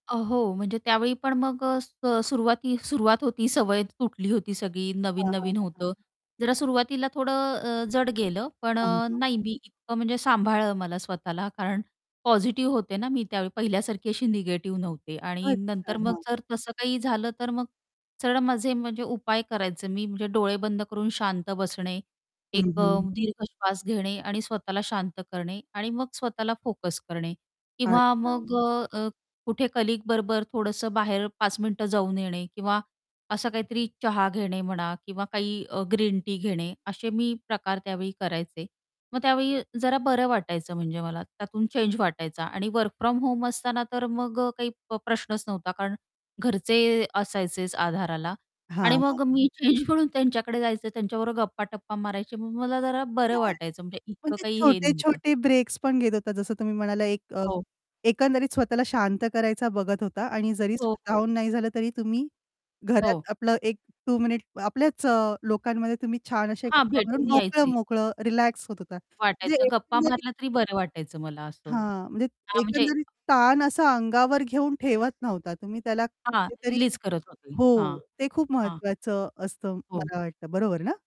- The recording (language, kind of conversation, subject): Marathi, podcast, ताण कमी करण्यासाठी तुम्ही रोज काय करता?
- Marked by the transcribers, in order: static; distorted speech; in English: "कलीग"; in English: "वर्क फ्रॉम होम"; laughing while speaking: "चेंज"; other background noise; tapping; in English: "रिलीज"